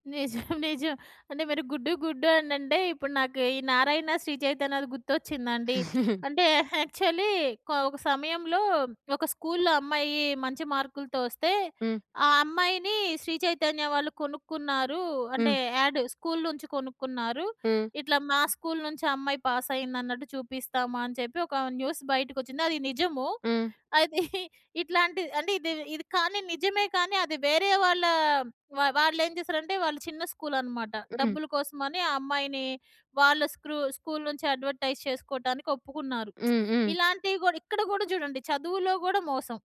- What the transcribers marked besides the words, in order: chuckle; giggle; tapping; in English: "యాక్చువల్లీ"; in English: "స్కూల్‌లో"; in English: "యాడ్"; in English: "స్కూల్"; in English: "న్యూస్"; chuckle; in English: "స్కూల్"; in English: "స్కూల్"; in English: "అడ్వర్‌టైజ్"; lip smack
- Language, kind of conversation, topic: Telugu, podcast, నమ్మకమైన సమాచారాన్ని మీరు ఎలా గుర్తిస్తారు?